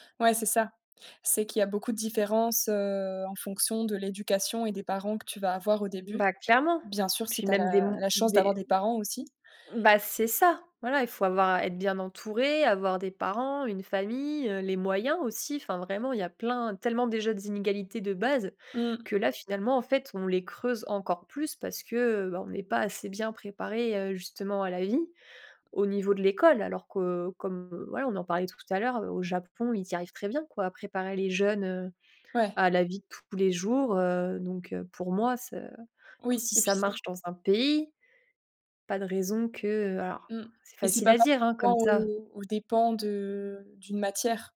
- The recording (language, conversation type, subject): French, podcast, Selon toi, comment l’école pourrait-elle mieux préparer les élèves à la vie ?
- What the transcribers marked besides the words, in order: stressed: "Bien sûr"; other background noise